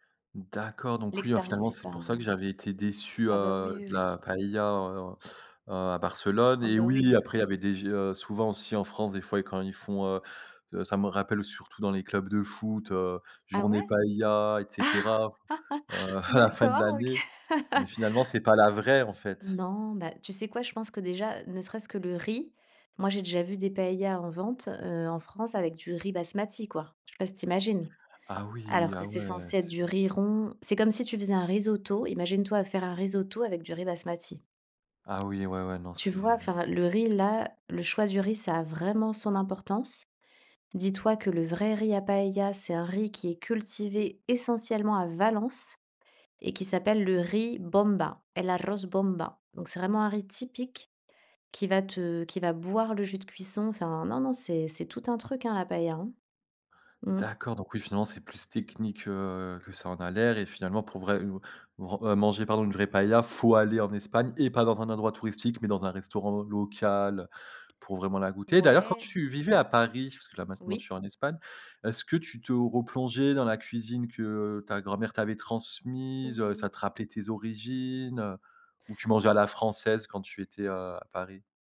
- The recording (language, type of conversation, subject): French, podcast, Qu’est-ce qui, dans ta cuisine, te ramène à tes origines ?
- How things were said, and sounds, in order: laugh; laughing while speaking: "D'accord, OK"; chuckle; laugh; tapping; put-on voice: "el arroz bomba"; stressed: "faut"; stressed: "et"